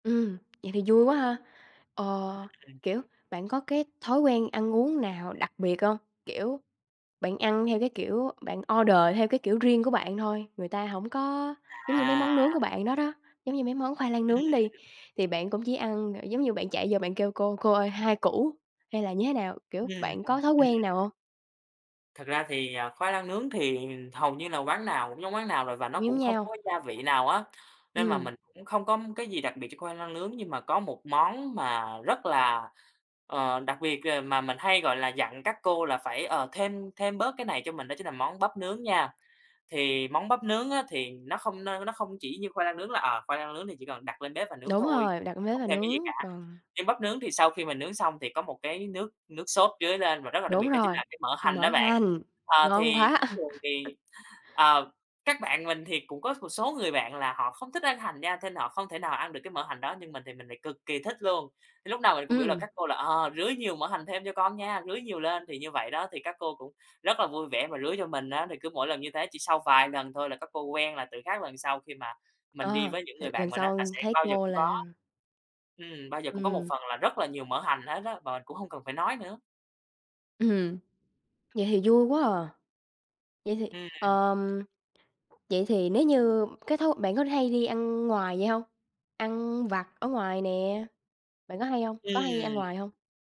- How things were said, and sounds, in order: tapping; other background noise; chuckle; "nên" said as "thên"
- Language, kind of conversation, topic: Vietnamese, podcast, Món ăn đường phố bạn mê nhất là món gì?